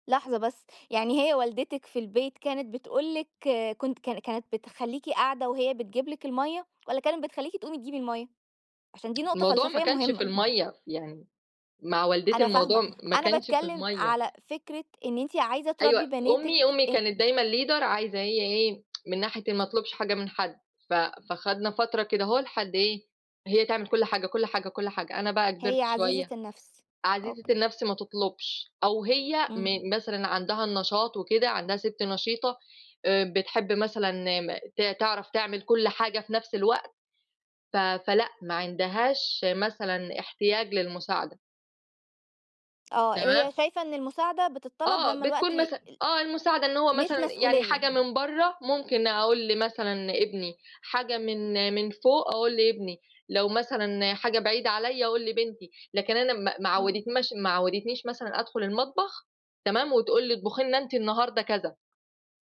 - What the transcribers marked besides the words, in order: tapping; other background noise; in English: "leader"; tsk; unintelligible speech
- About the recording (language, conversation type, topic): Arabic, podcast, إزّاي بتقسّموا شغل البيت بين اللي عايشين في البيت؟